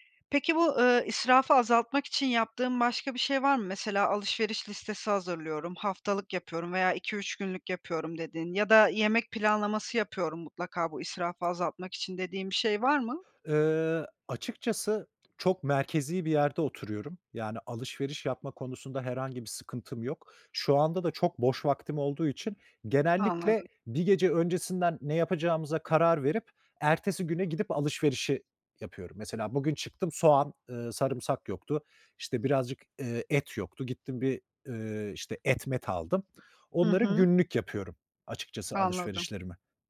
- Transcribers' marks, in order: tapping
- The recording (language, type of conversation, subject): Turkish, podcast, Artan yemekleri yaratıcı şekilde değerlendirmek için hangi taktikleri kullanıyorsun?